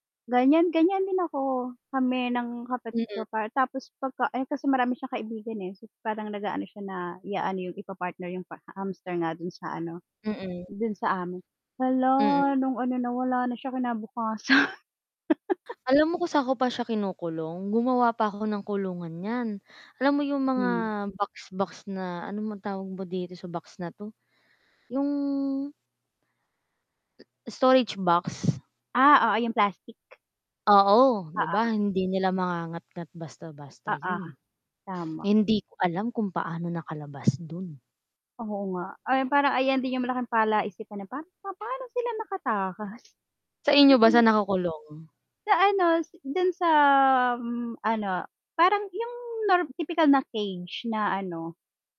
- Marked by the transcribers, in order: static; distorted speech; laugh; tapping; other background noise
- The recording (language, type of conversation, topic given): Filipino, unstructured, Ano ang paborito mong alagang hayop, at bakit?